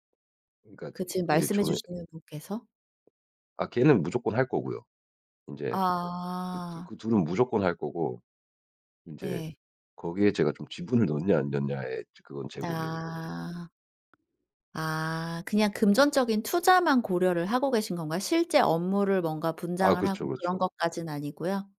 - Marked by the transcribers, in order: tapping; other background noise
- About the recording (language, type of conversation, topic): Korean, advice, 창업을 시작할지 안정된 직장을 계속 다닐지 어떻게 결정해야 할까요?